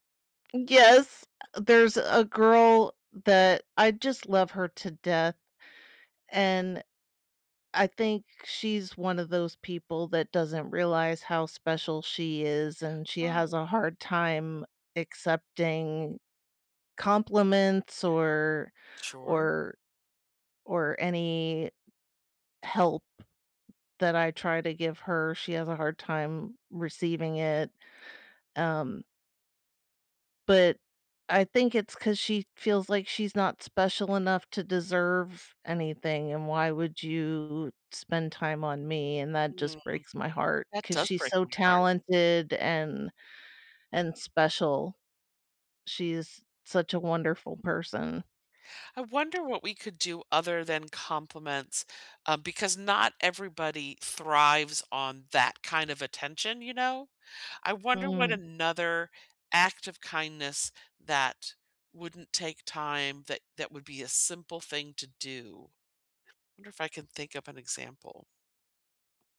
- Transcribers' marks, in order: other background noise; tapping; inhale
- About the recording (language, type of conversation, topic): English, unstructured, What is a kind thing someone has done for you recently?
- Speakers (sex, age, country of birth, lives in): female, 45-49, United States, United States; female, 60-64, United States, United States